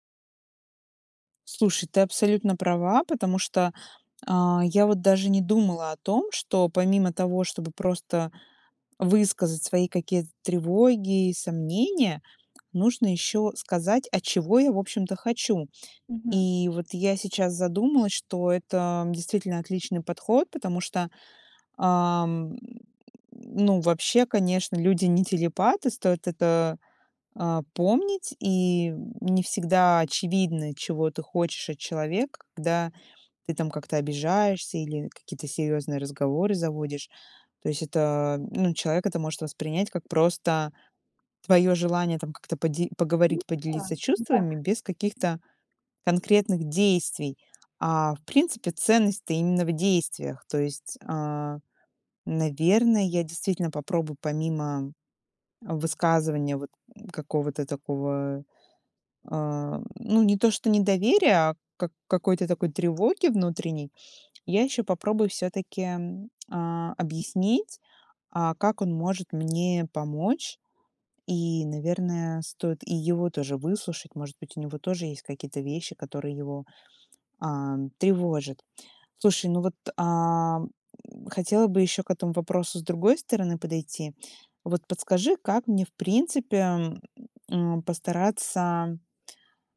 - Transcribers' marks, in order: none
- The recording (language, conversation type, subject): Russian, advice, Как справиться с подозрениями в неверности и трудностями с доверием в отношениях?